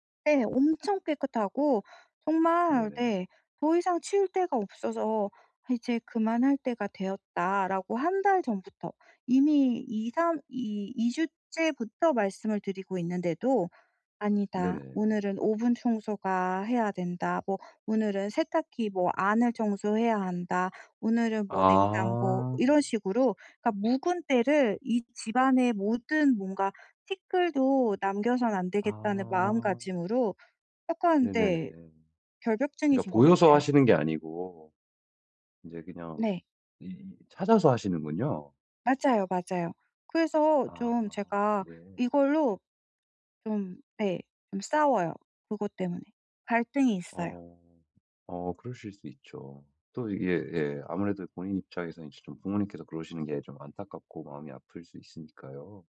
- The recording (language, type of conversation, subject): Korean, advice, 가족 돌봄으로 정서적으로 지치고 가족 갈등도 생기는데 어떻게 해야 하나요?
- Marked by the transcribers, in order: other background noise; tapping